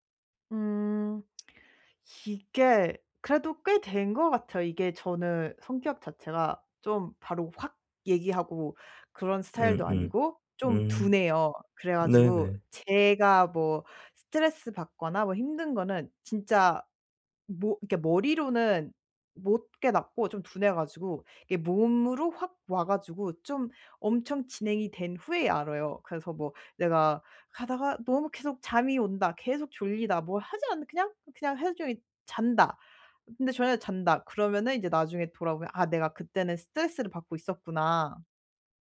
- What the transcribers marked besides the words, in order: lip smack; tapping
- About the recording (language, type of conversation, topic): Korean, advice, 요즘 지루함과 번아웃을 어떻게 극복하면 좋을까요?